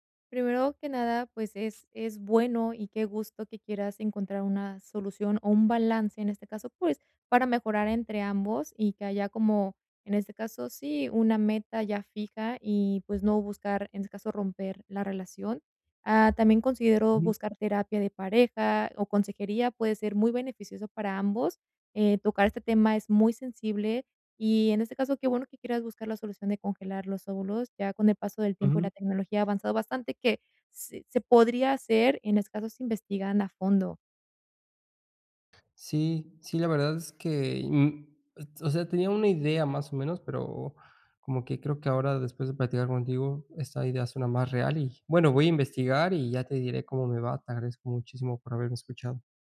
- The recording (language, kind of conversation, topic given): Spanish, advice, ¿Cómo podemos alinear nuestras metas de vida y prioridades como pareja?
- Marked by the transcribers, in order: tapping